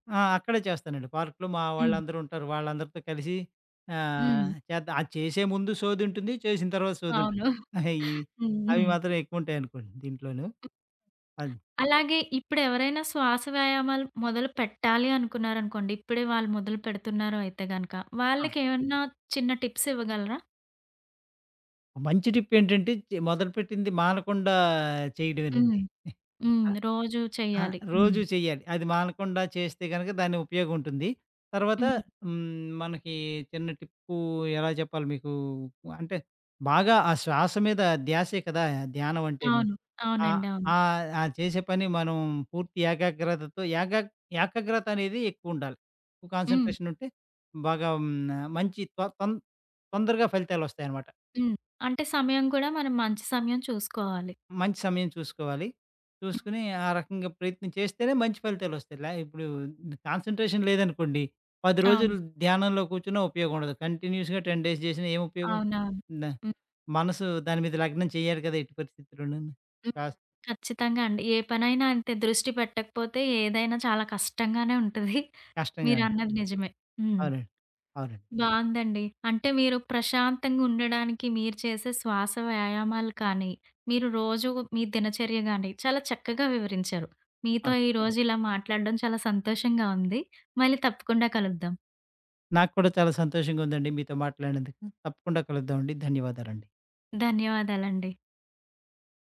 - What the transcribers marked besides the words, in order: giggle; other background noise; giggle; tapping; in English: "కాన్సన్‌ట్రేషన్"; in English: "కాన్సన్‌ట్రేషన్"; in English: "కంటిన్యూస్‌గా టెన్ డేస్"; giggle
- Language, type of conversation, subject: Telugu, podcast, ప్రశాంతంగా ఉండేందుకు మీకు ఉపయోగపడే శ్వాస వ్యాయామాలు ఏవైనా ఉన్నాయా?